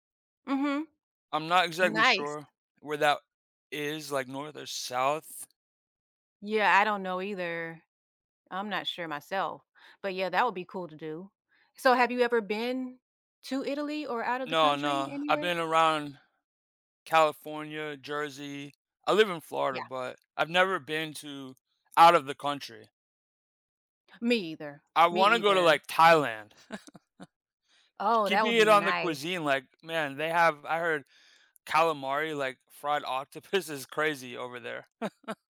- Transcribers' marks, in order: tapping; chuckle; laughing while speaking: "octopus"; chuckle
- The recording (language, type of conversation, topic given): English, unstructured, How does learning to cook a new cuisine connect to your memories and experiences with food?
- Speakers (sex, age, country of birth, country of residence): female, 45-49, United States, United States; male, 40-44, United States, United States